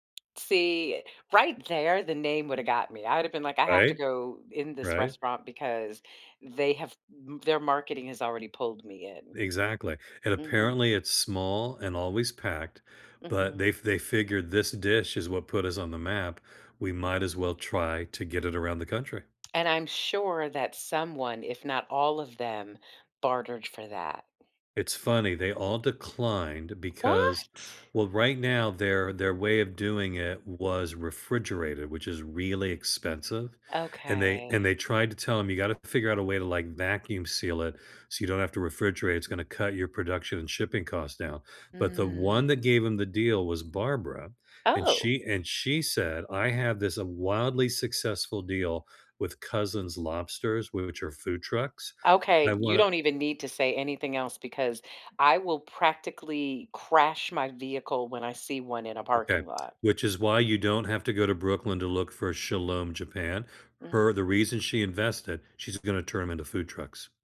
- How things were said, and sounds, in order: tapping; other background noise; lip smack
- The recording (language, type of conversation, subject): English, unstructured, How can I use food to connect with my culture?